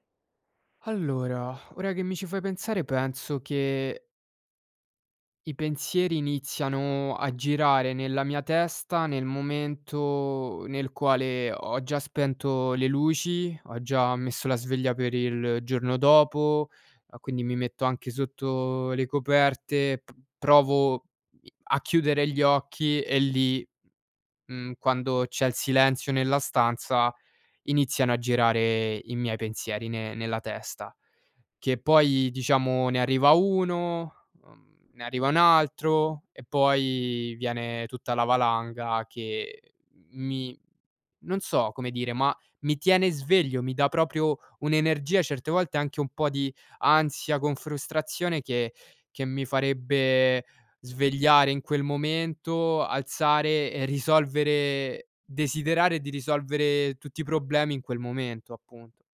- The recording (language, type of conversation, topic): Italian, advice, Come i pensieri ripetitivi e le preoccupazioni influenzano il tuo sonno?
- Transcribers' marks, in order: none